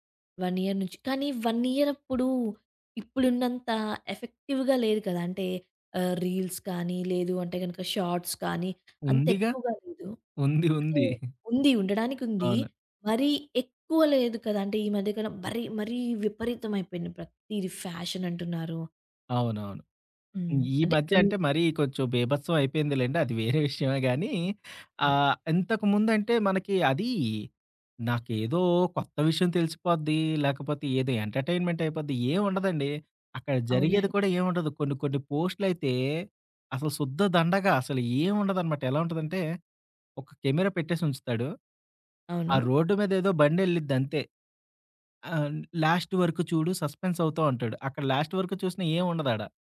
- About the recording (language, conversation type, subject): Telugu, podcast, స్మార్ట్‌ఫోన్ లేదా సామాజిక మాధ్యమాల నుంచి కొంత విరామం తీసుకోవడం గురించి మీరు ఎలా భావిస్తారు?
- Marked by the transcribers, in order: in English: "వన్ ఇయర్"; in English: "ఇయర్"; in English: "ఎఫెక్టివ్‌గా"; in English: "రీల్స్"; in English: "షార్ట్స్"; chuckle; in English: "ఫ్యాషన్"; other background noise; in English: "ఎంటర్టైన్మెంట్"; in English: "లాస్ట్"; in English: "సస్పెన్స్"; in English: "లాస్ట్"